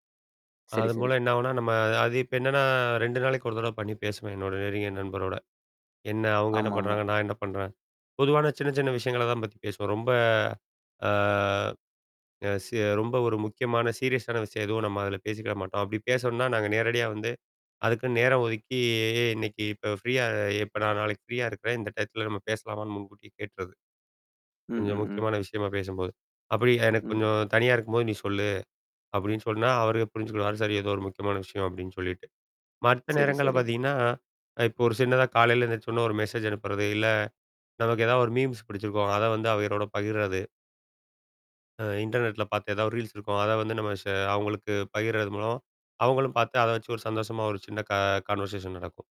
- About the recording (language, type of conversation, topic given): Tamil, podcast, தொலைவில் இருக்கும் நண்பருடன் நட்புறவை எப்படிப் பேணுவீர்கள்?
- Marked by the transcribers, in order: drawn out: "அ"; other background noise; in English: "மீம்ஸ்"; in English: "இன்டர்நெட்ல"; in English: "ரீல்ஸ்"; in English: "கான்வர்சேஷன்"